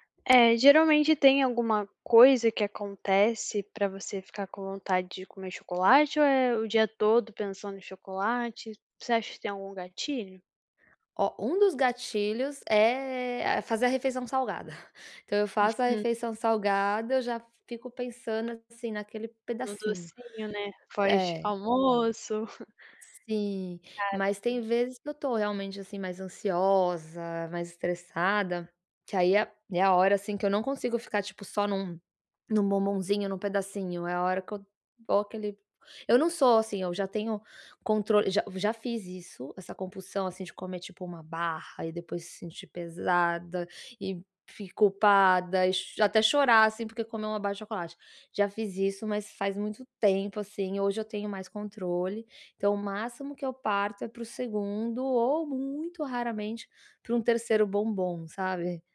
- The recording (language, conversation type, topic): Portuguese, advice, Como posso controlar os desejos por alimentos industrializados no dia a dia?
- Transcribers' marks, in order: tapping; chuckle; unintelligible speech; other background noise; chuckle